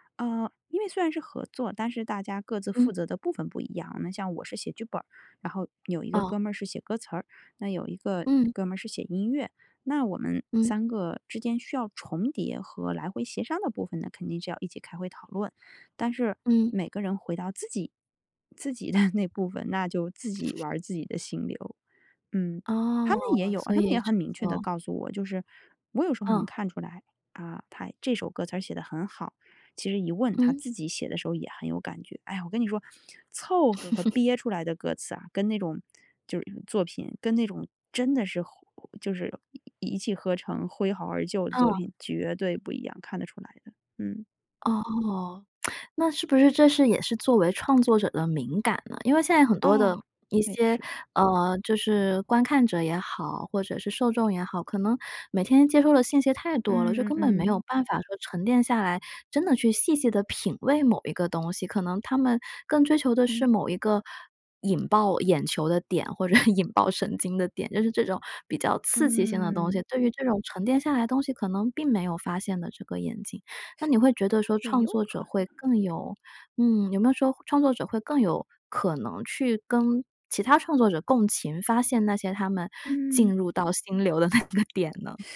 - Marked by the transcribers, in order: laughing while speaking: "的"; other background noise; laugh; tsk; chuckle; laughing while speaking: "那个点呢？"
- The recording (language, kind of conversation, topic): Chinese, podcast, 你如何知道自己进入了心流？